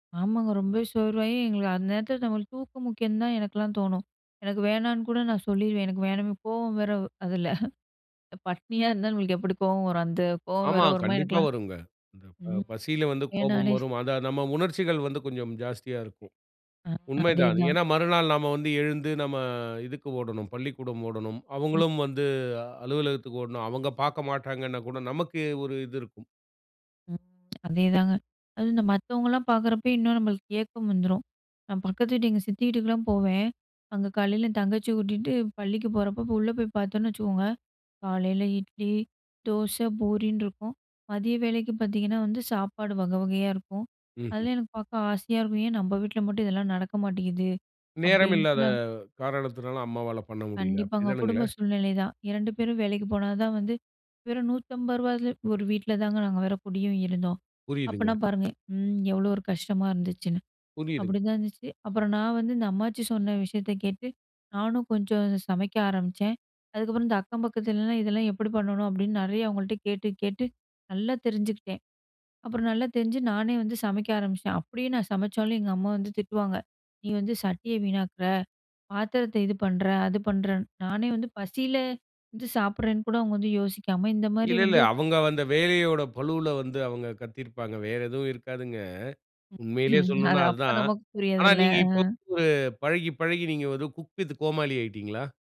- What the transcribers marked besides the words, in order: tapping; chuckle; other background noise; drawn out: "இருக்காதுங்க"; laughing while speaking: "ம். அது அப்ப நமக்கு புரியாதுல்ல"; in English: "குக் வித்"
- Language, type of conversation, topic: Tamil, podcast, புதிய விஷயங்கள் கற்றுக்கொள்ள உங்களைத் தூண்டும் காரணம் என்ன?